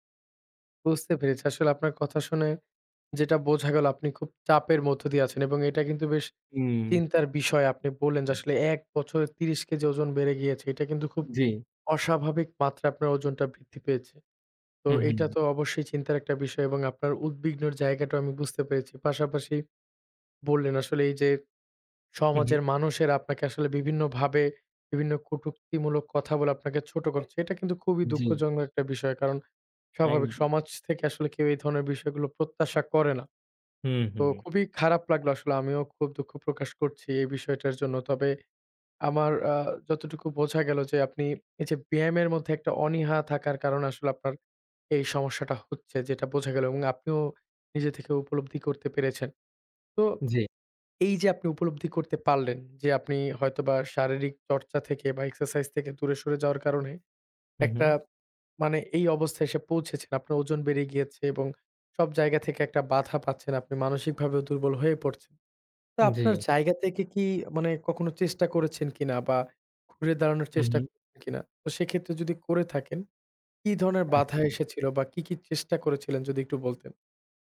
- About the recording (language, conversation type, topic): Bengali, advice, আমি কীভাবে নিয়মিত ব্যায়াম শুরু করতে পারি, যখন আমি বারবার অজুহাত দিই?
- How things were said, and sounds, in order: tapping; other background noise